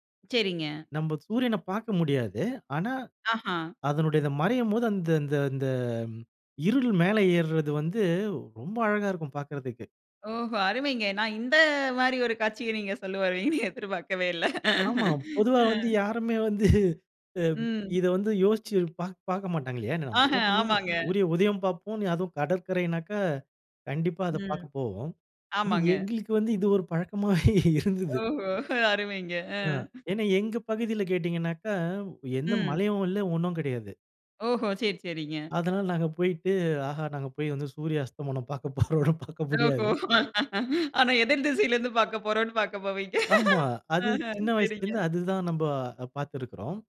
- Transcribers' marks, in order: laughing while speaking: "எதிர் பார்க்கவே இல்ல. ம்"; chuckle; other noise; laughing while speaking: "எங்களுக்கு வந்து இது ஒரு பழக்கமாவே இருந்தது"; laughing while speaking: "ஓஹோ! அருமைங்க"; laughing while speaking: "ஆஹா நாங்க போய் வந்து சூரிய அஸ்தமனம் பார்க்க போறோன்னு பார்க்க முடியாது"; laughing while speaking: "ஓஹோ! ஆனா எதிர் திசையில இருந்து பாக்க போறோன்னு பாக்க போவீங்க. அஹ சரிங்க"; other background noise
- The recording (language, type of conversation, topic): Tamil, podcast, சூரியன் மறையும்போது தோன்றும் காட்சி உங்களுக்கு என்ன அர்த்தம் சொல்கிறது?